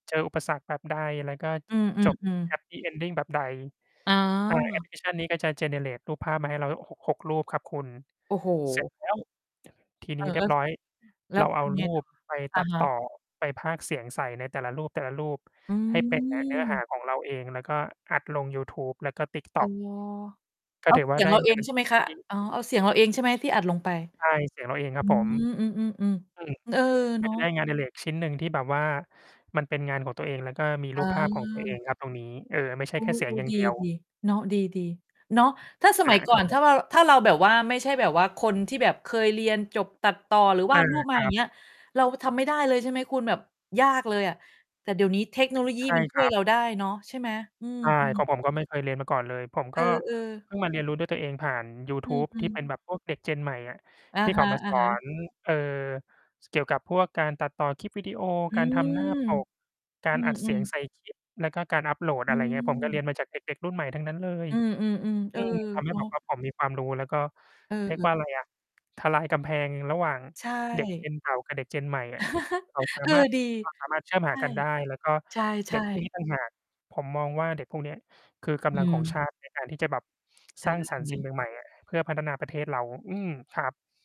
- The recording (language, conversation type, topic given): Thai, unstructured, คุณคิดว่าเทคโนโลยีสามารถช่วยสร้างแรงบันดาลใจในชีวิตได้ไหม?
- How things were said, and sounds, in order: distorted speech; in English: "generate"; mechanical hum; chuckle